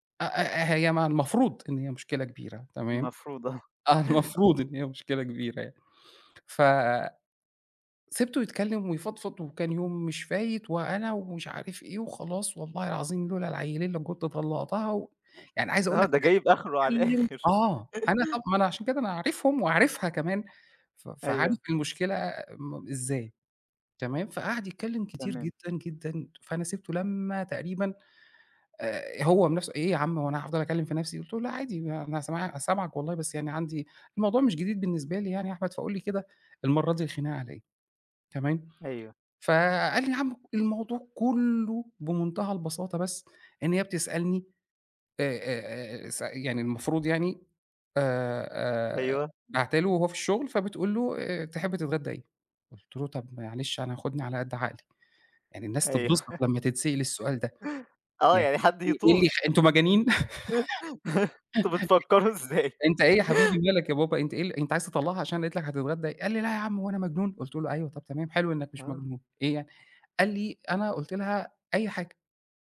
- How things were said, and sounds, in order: laughing while speaking: "آه المفروض إن هي مشكلة كبيرة يعني"; laugh; tapping; laugh; laugh; laughing while speaking: "آه يعني حد يطول. أنتوا بتفكّروا إزاي؟"; laugh
- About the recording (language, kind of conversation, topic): Arabic, podcast, إزاي تقدر توازن بين إنك تسمع كويس وإنك تدي نصيحة من غير ما تفرضها؟